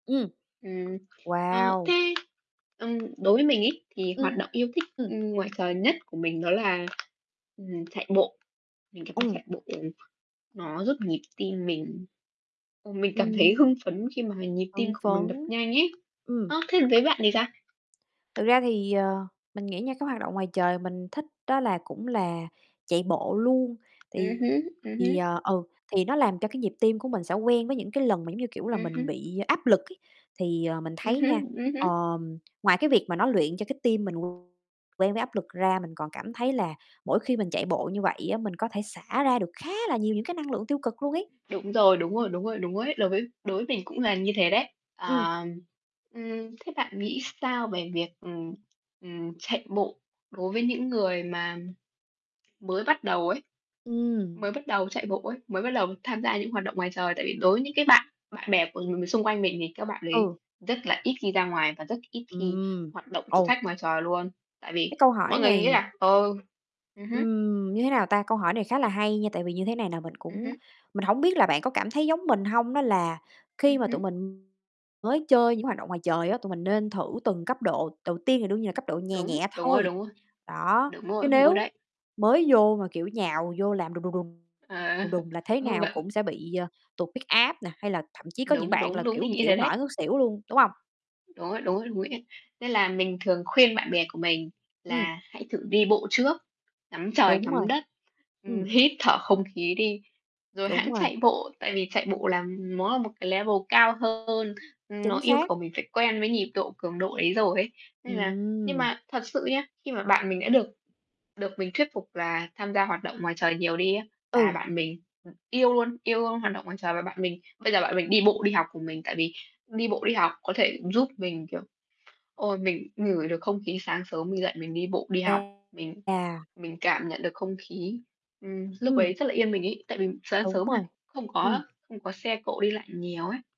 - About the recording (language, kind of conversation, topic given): Vietnamese, unstructured, Bạn có thích thử các hoạt động ngoài trời không, và vì sao?
- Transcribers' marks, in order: distorted speech; other background noise; tapping; in English: "level"